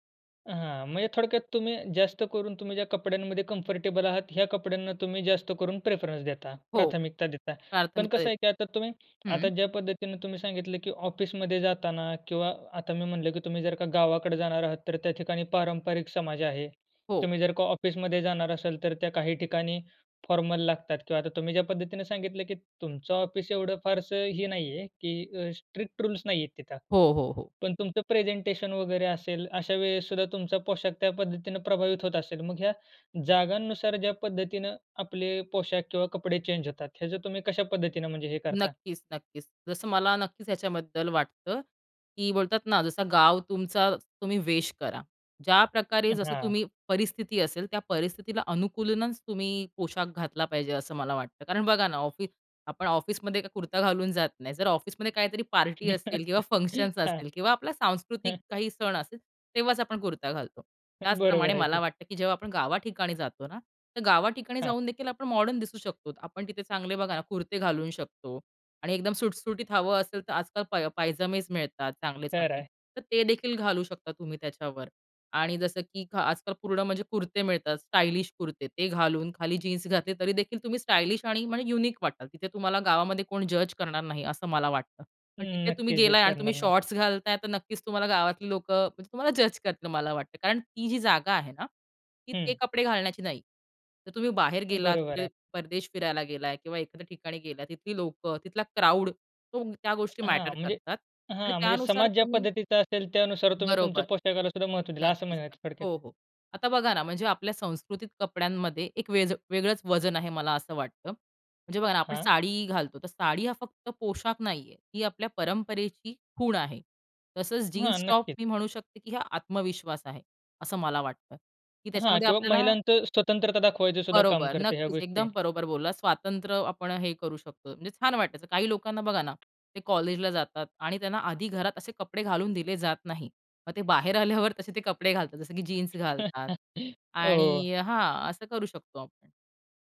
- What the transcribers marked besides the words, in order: in English: "कम्फर्टेबल"; in English: "प्रेफरन्स"; tapping; in English: "फॉर्मल"; in English: "चेंज"; in English: "फंक्शन्स"; chuckle; other background noise; in English: "युनिक"; in English: "जज"; in English: "जज"; in English: "शॉर्ट्स"; in English: "जज"; in English: "क्राउड"; laughing while speaking: "आल्यावर"; chuckle
- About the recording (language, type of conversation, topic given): Marathi, podcast, कपड्यांमधून तू स्वतःला कसं मांडतोस?